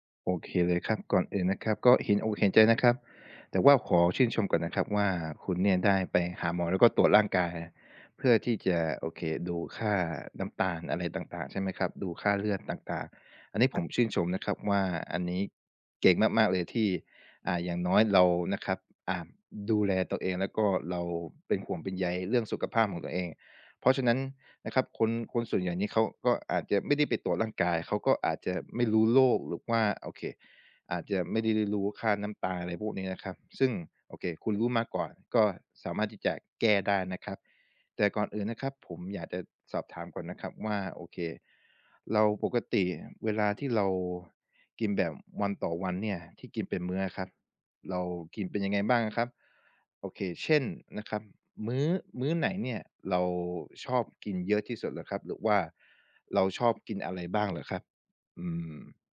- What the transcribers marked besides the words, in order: unintelligible speech
- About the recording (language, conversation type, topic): Thai, advice, อยากเริ่มปรับอาหาร แต่ไม่รู้ควรเริ่มอย่างไรดี?